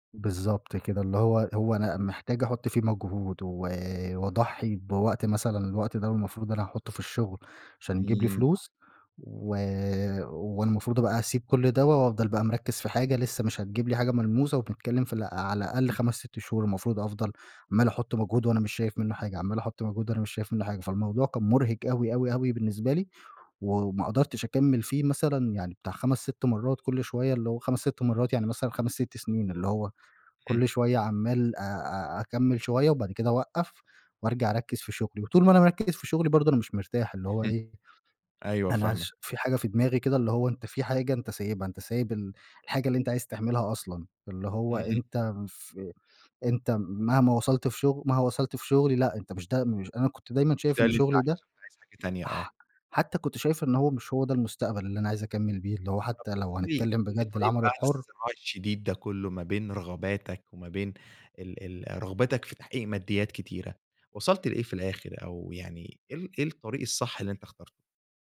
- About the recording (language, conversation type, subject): Arabic, podcast, إزاي بتوازن بين شغفك والمرتب اللي نفسك فيه؟
- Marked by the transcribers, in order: unintelligible speech; horn; tapping